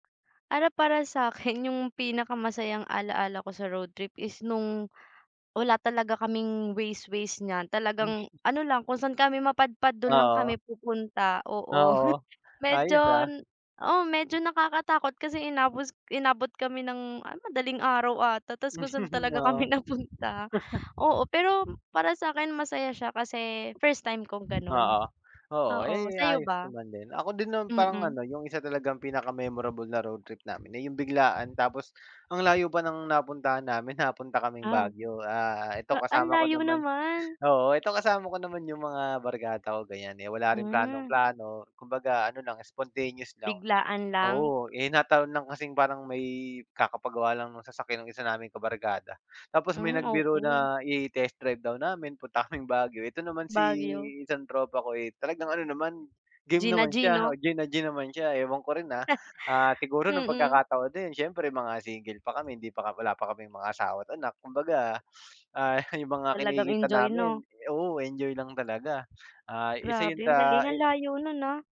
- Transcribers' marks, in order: tapping; other background noise; chuckle; chuckle; wind; chuckle; chuckle
- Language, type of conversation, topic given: Filipino, unstructured, Ano ang pinakamasayang alaala mo sa isang paglalakbay sa kalsada?